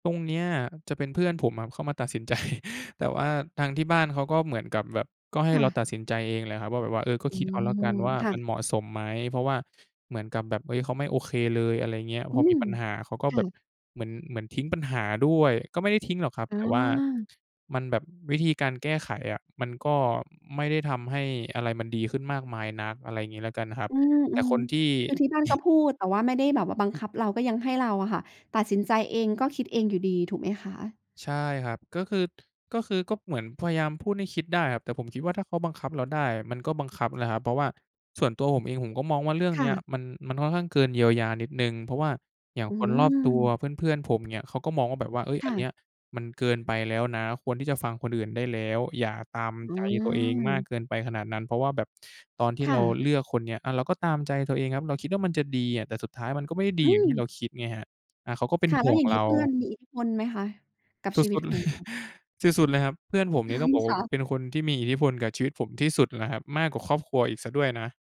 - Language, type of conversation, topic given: Thai, podcast, คุณมักเลือกทำตามใจตัวเองหรือเลือกความมั่นคงมากกว่ากัน?
- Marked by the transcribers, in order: laughing while speaking: "ใจ"; other background noise; laughing while speaking: "เลย"; chuckle